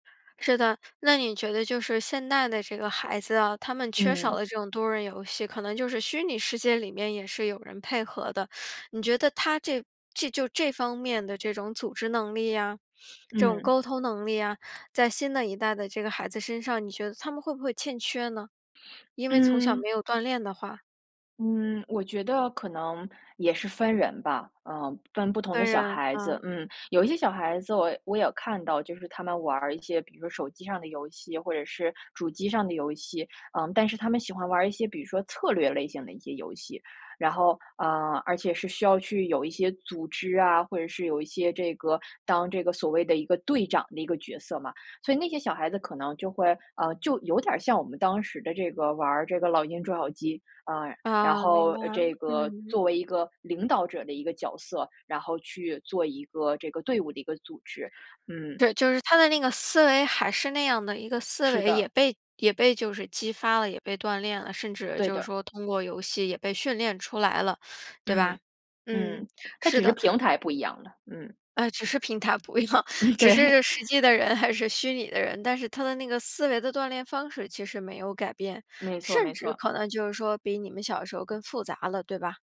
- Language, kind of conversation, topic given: Chinese, podcast, 你小时候最爱玩的游戏是什么？
- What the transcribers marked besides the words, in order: other noise; laughing while speaking: "不一样"; laughing while speaking: "对"